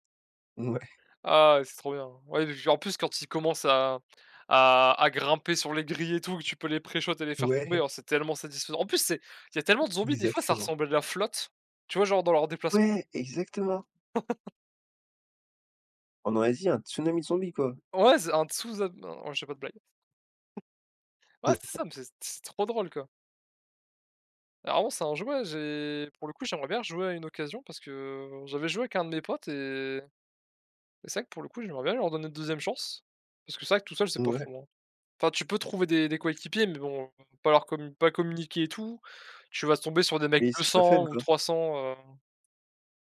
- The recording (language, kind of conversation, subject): French, unstructured, Qu’est-ce qui te frustre le plus dans les jeux vidéo aujourd’hui ?
- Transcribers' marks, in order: laughing while speaking: "Mouais"; in English: "pré-shots"; tapping; laugh; chuckle